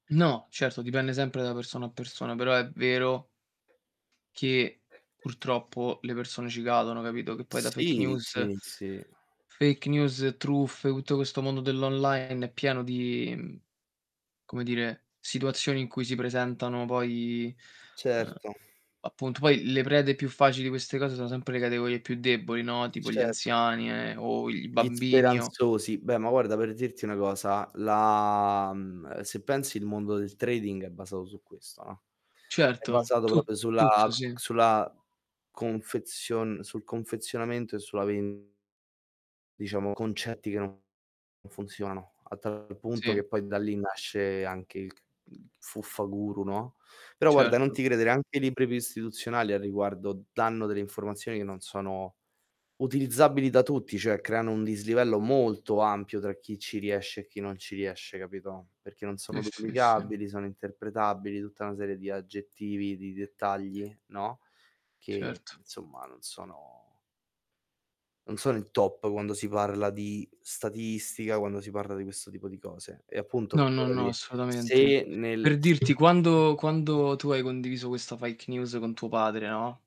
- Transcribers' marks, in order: static; tapping; in English: "fake news fake news"; distorted speech; other background noise; in English: "trading"; "proprio" said as "propio"; "cioè" said as "ceh"; stressed: "molto"; "insomma" said as "inzomma"; in English: "faike news"; "fake" said as "faike"
- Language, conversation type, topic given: Italian, unstructured, Cosa ne pensi della diffusione delle notizie false?